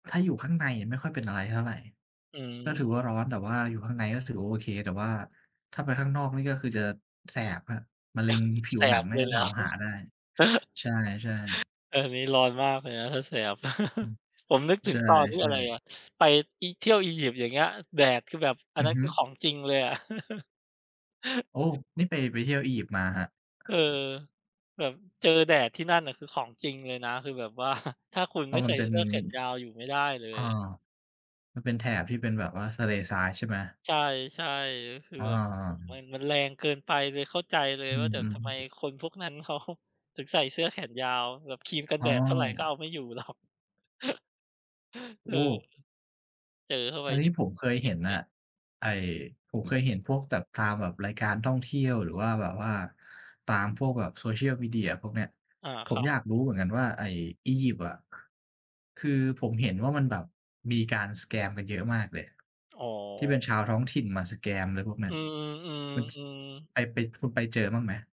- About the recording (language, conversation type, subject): Thai, unstructured, ทำไมข่าวปลอมถึงแพร่กระจายได้ง่ายในปัจจุบัน?
- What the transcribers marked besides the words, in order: chuckle; chuckle; chuckle; other background noise; laughing while speaking: "ว่า"; "ทะเลทราย" said as "สะเลทราย"; tapping; laughing while speaking: "เขา"; laughing while speaking: "หรอก"; chuckle; in English: "สแกม"; in English: "สแกม"